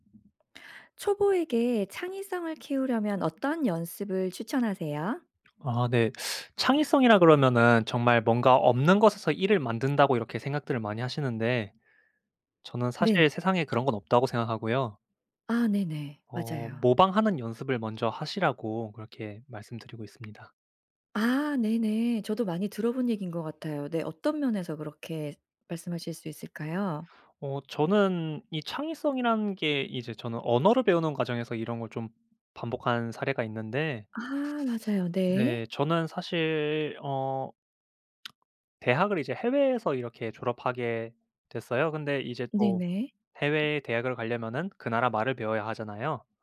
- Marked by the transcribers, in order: tapping; lip smack
- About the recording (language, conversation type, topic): Korean, podcast, 초보자가 창의성을 키우기 위해 어떤 연습을 하면 좋을까요?